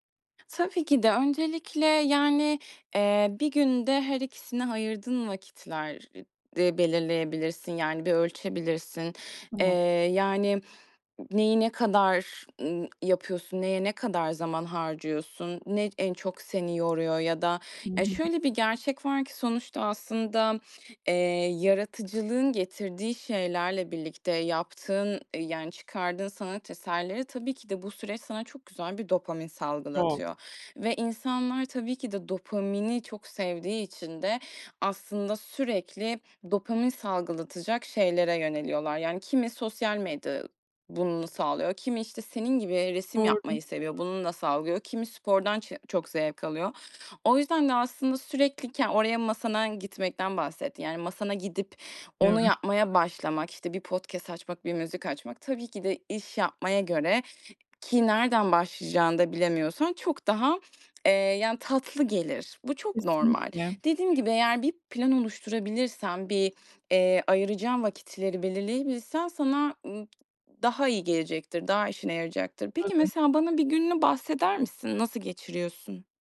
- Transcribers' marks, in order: unintelligible speech; other background noise
- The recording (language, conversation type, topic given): Turkish, advice, İş ile yaratıcılık arasında denge kurmakta neden zorlanıyorum?